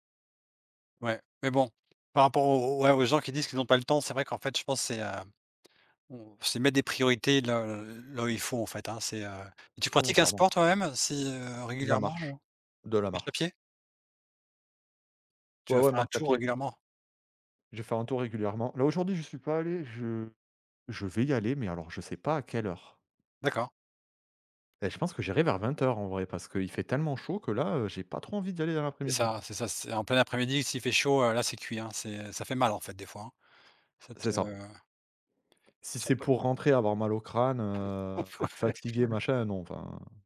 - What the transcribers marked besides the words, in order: tapping; other background noise; laughing while speaking: "Ouais"
- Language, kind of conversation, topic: French, unstructured, Que dirais-tu à quelqu’un qui pense ne pas avoir le temps de faire du sport ?